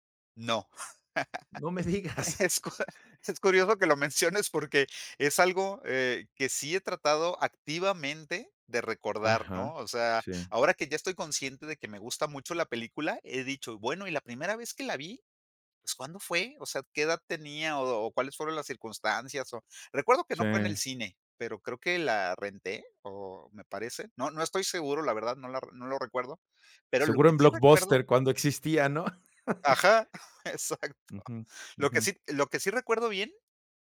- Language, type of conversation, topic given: Spanish, podcast, ¿Qué película podrías ver mil veces sin cansarte?
- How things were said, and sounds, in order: laugh; laughing while speaking: "No me digas"; chuckle; laughing while speaking: "Exacto"